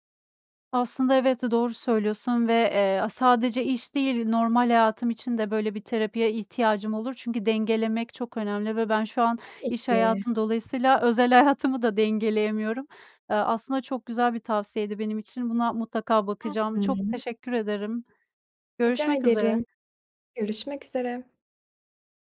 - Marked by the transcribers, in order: tapping; other background noise
- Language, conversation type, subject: Turkish, advice, Birden fazla görev aynı anda geldiğinde odağım dağılıyorsa önceliklerimi nasıl belirleyebilirim?